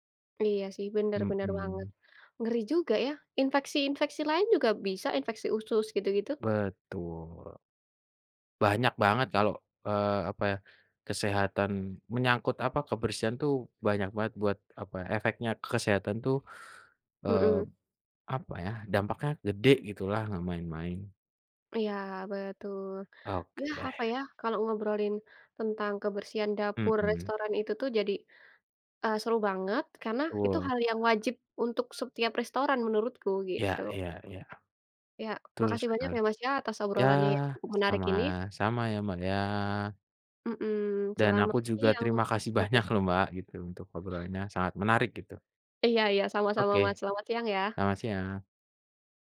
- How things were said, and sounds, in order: other background noise; laughing while speaking: "banyak"
- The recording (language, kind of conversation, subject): Indonesian, unstructured, Kenapa banyak restoran kurang memperhatikan kebersihan dapurnya, menurutmu?